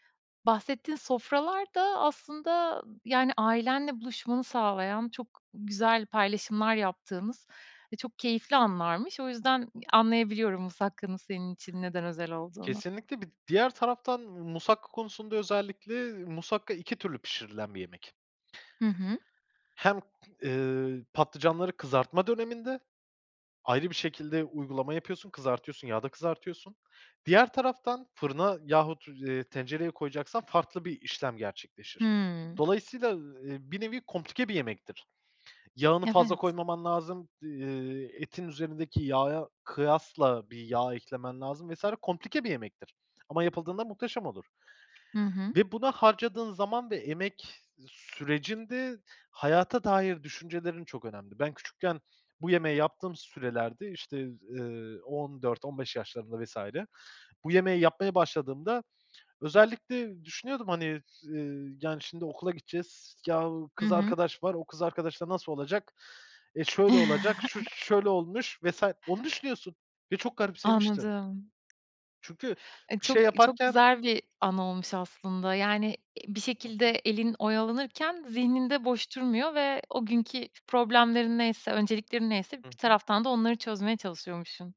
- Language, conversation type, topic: Turkish, podcast, Aile yemekleri kimliğini nasıl etkiledi sence?
- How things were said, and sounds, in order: tapping; chuckle